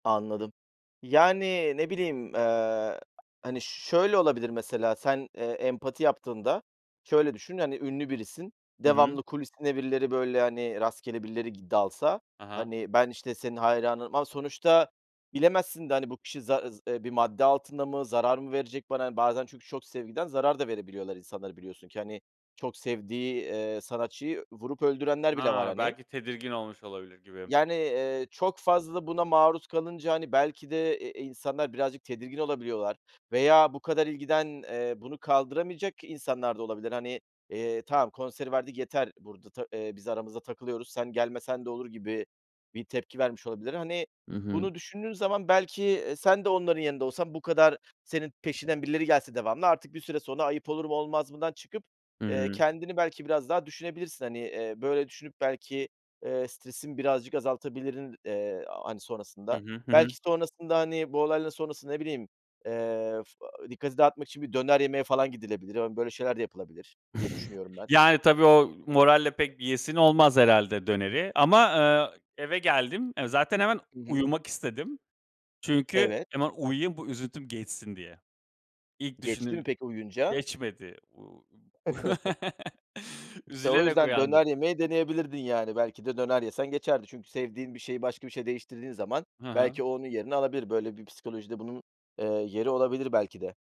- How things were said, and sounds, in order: tapping; other background noise; "azaltabilirdin" said as "azaltabilirin"; chuckle; chuckle
- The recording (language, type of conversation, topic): Turkish, podcast, Konser deneyimin seni nasıl etkiledi, unutamadığın bir an var mı?